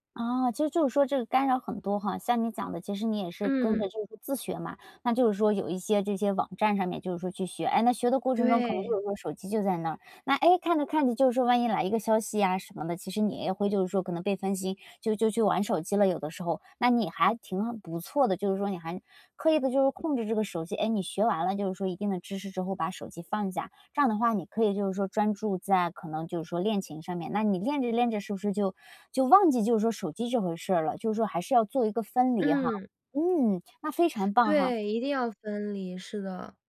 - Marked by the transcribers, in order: none
- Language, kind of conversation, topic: Chinese, podcast, 自学时如何保持动力？